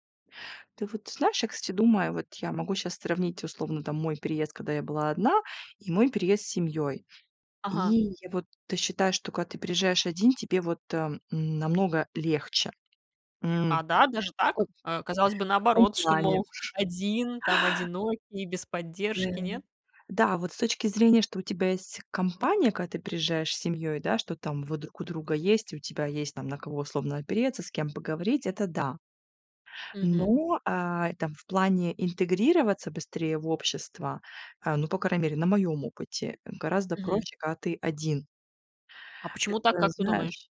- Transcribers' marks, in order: other background noise
- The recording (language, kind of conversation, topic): Russian, podcast, Как ваша семья оказалась в другом месте?